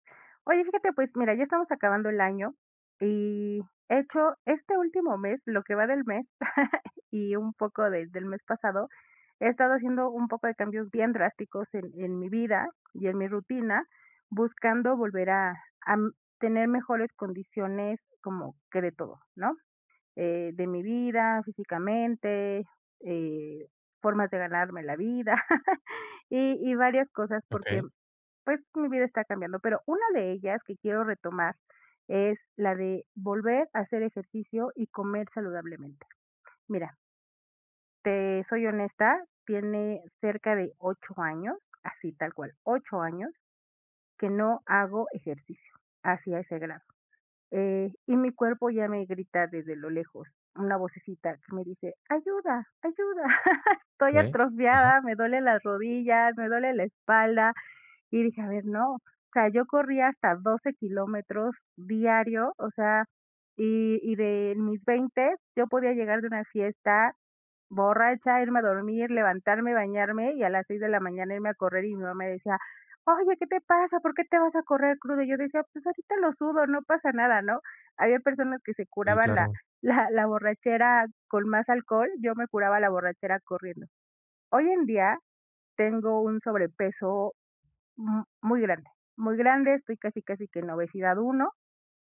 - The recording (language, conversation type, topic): Spanish, advice, ¿Cómo puedo recuperar la disciplina con pasos pequeños y sostenibles?
- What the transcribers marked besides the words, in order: chuckle; tapping; laugh; chuckle; laughing while speaking: "la"